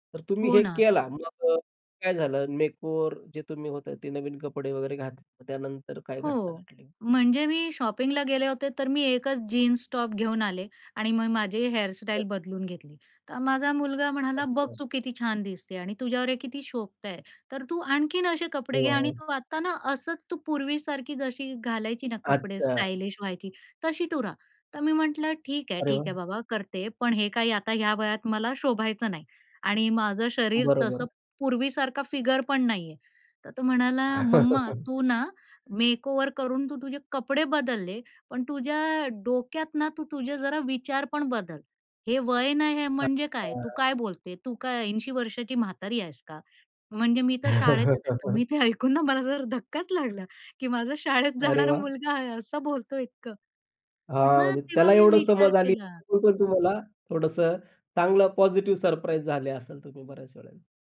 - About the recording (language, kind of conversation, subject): Marathi, podcast, मेकओव्हरपेक्षा मनातला बदल कधी अधिक महत्त्वाचा ठरतो?
- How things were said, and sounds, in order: tapping; in English: "मेकओव्हर"; in English: "शॉपिंगला"; other noise; chuckle; in English: "मेकओव्हर"; chuckle; laughing while speaking: "ऐकून ना मला जरा धक्काच लागला"; laughing while speaking: "शाळेत जाणारा मुलगा आहे असं बोलतोय इतकं!"